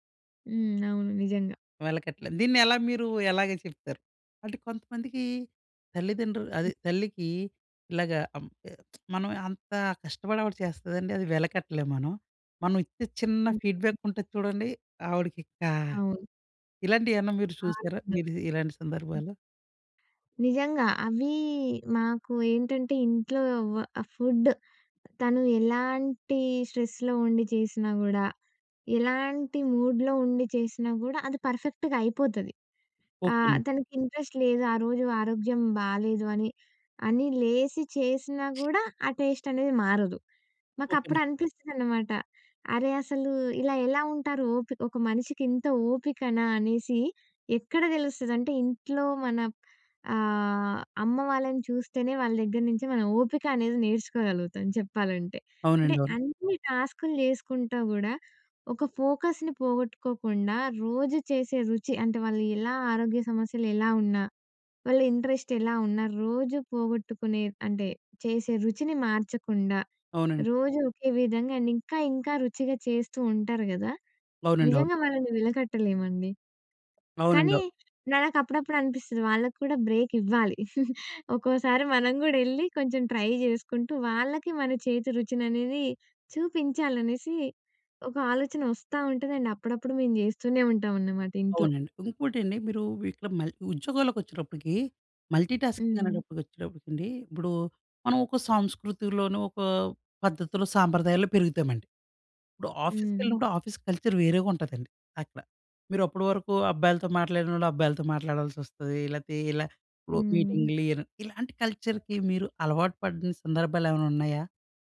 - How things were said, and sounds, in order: other background noise; lip smack; in English: "ఫీడ్‌బ్యాక్"; in English: "ఫుడ్"; tapping; in English: "స్ట్రెస్‌లో"; in English: "మూడ్‍లో"; in English: "పర్ఫెక్ట్‌గా"; in English: "ఇంట్రెస్ట్"; in English: "ఫోకస్‌ని"; in English: "ఇంట్రెస్ట్"; in English: "అండ్"; in English: "బ్రేక్"; chuckle; in English: "ట్రై"; in English: "అండ్"; in English: "మల్టీటాస్కింగ్"; in English: "ఆఫీస్ కల్చర్"; in English: "కల్చర్‌కి"
- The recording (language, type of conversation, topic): Telugu, podcast, మల్టీటాస్కింగ్ చేయడం మానేసి మీరు ఏకాగ్రతగా పని చేయడం ఎలా అలవాటు చేసుకున్నారు?